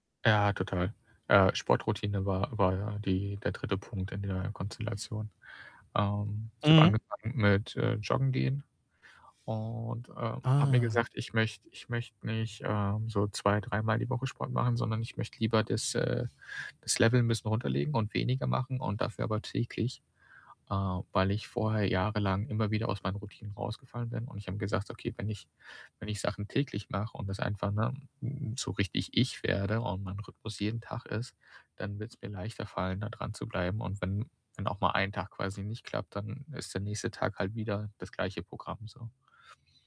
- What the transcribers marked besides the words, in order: static; distorted speech; other background noise
- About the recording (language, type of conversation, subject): German, podcast, Welche Gewohnheiten können deine Widerstandskraft stärken?